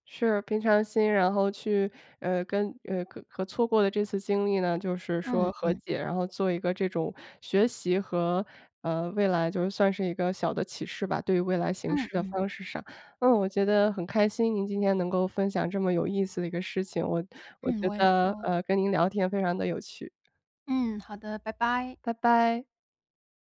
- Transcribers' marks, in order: none
- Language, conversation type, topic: Chinese, podcast, 有没有过一次错过反而带来好运的经历？